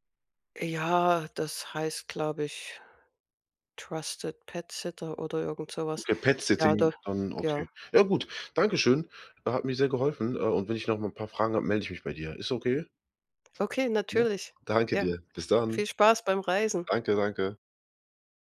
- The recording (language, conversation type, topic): German, advice, Wie finde ich günstige Unterkünfte und Transportmöglichkeiten für Reisen?
- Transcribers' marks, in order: in English: "Trusted Pet Sitter"; in English: "Pet Setting"; other background noise